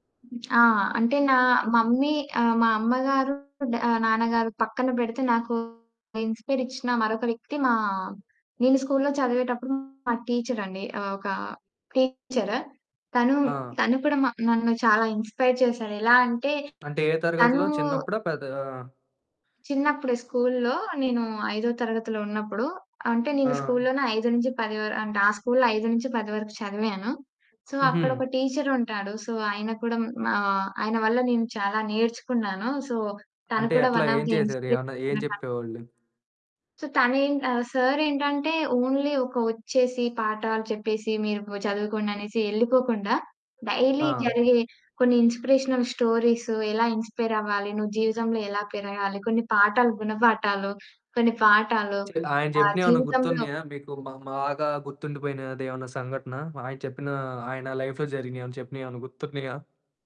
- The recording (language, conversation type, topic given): Telugu, podcast, మీకు ప్రేరణనిచ్చే వ్యక్తి ఎవరు, ఎందుకు?
- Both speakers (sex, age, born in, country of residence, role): female, 20-24, India, India, guest; male, 25-29, India, India, host
- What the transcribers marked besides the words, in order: other background noise; in English: "మమ్మీ"; distorted speech; in English: "ఇన్‌స్పైర్"; in English: "సో"; in English: "సో"; in English: "సో"; in English: "వన్ ఆఫ్ ద"; in English: "సో"; in English: "ఓన్లీ"; in English: "డైలీ"; in English: "ఇన్‌స్పిరేషనల్"; in English: "లైఫ్‌లో"